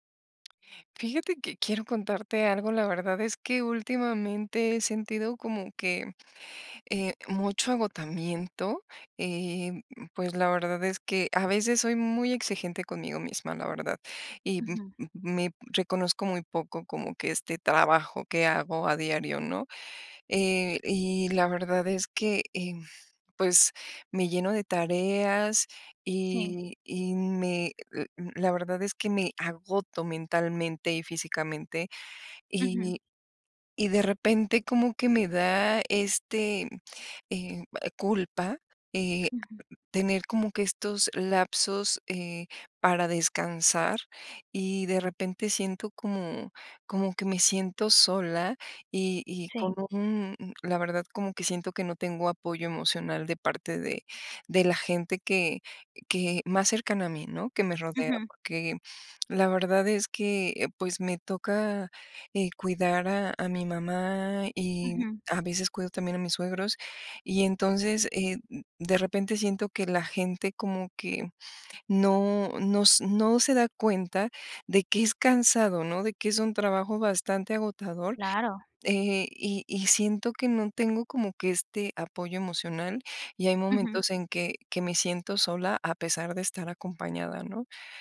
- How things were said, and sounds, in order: other background noise
- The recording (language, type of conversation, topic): Spanish, advice, ¿Cómo puedo manejar la soledad y la falta de apoyo emocional mientras me recupero del agotamiento?